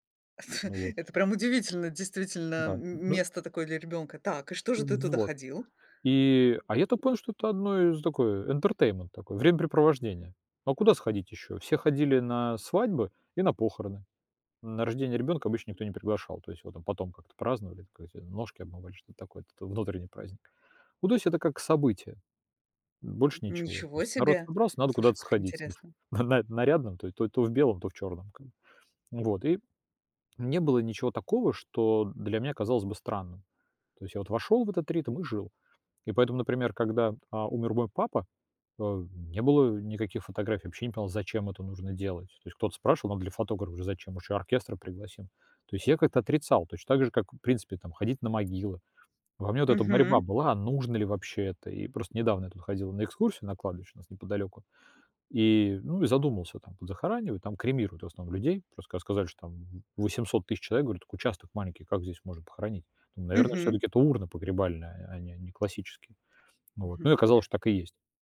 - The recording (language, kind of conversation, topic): Russian, podcast, Как вы реагируете, если дети не хотят следовать традициям?
- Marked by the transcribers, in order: chuckle; other background noise; in English: "интертеймент"; chuckle; tapping